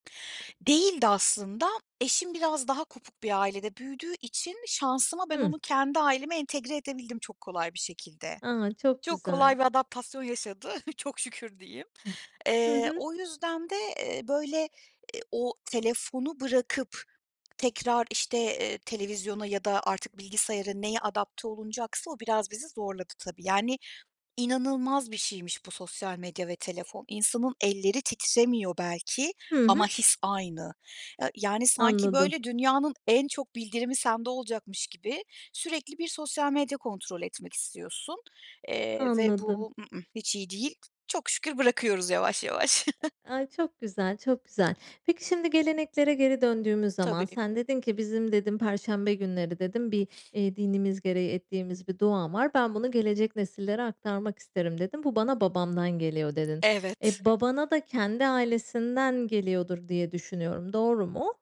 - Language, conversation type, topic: Turkish, podcast, Hangi gelenekleri gelecek kuşaklara aktarmak istersin?
- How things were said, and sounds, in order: other background noise; tapping; chuckle; chuckle